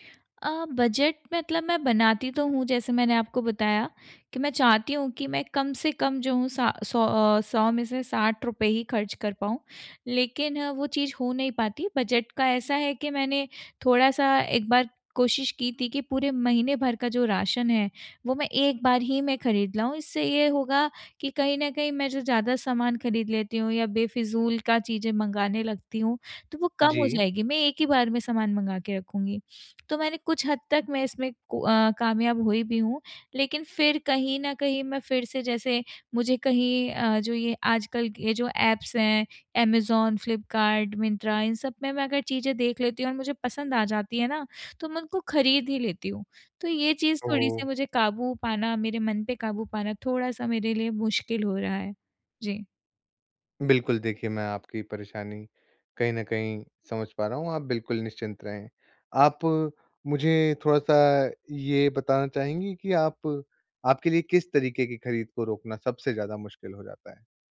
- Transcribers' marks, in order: in English: "ऐप्स"
- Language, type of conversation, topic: Hindi, advice, आप आवश्यकताओं और चाहतों के बीच संतुलन बनाकर सोच-समझकर खर्च कैसे कर सकते हैं?